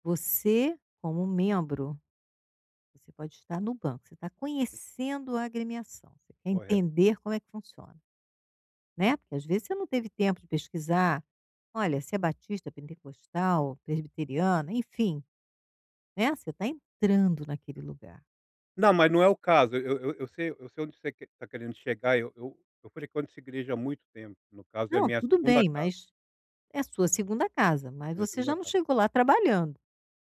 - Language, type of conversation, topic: Portuguese, advice, Como posso lidar com a desaprovação dos outros em relação às minhas escolhas?
- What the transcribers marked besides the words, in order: none